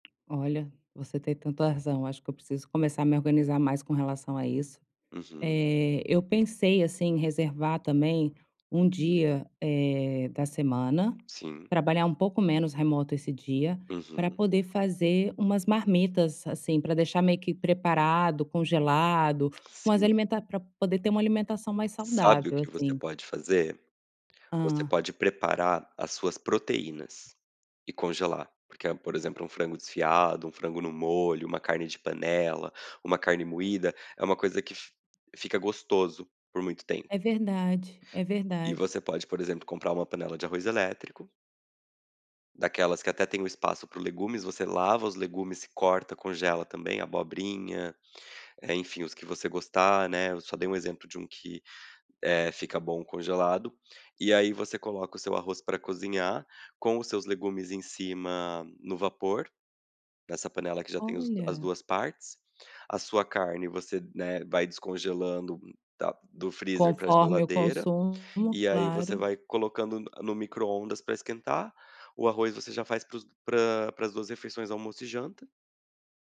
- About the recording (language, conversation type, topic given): Portuguese, advice, Como posso controlar desejos intensos por comida quando aparecem?
- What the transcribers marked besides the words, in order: tapping